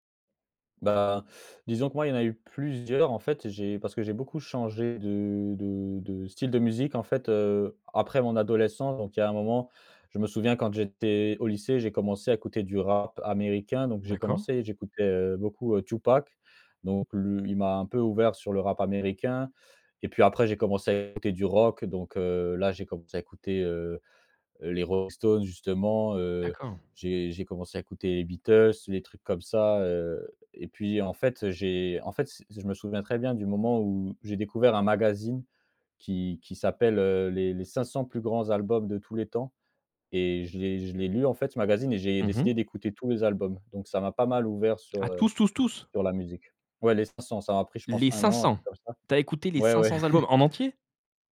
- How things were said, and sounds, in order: other background noise; tapping; surprised: "Ah tous, tous, tous ?"; surprised: "Les cinq-cents ? Tu as écouté les cinq-cents albums, en entier ?"; chuckle
- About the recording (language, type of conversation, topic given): French, podcast, Comment la musique a-t-elle marqué ton identité ?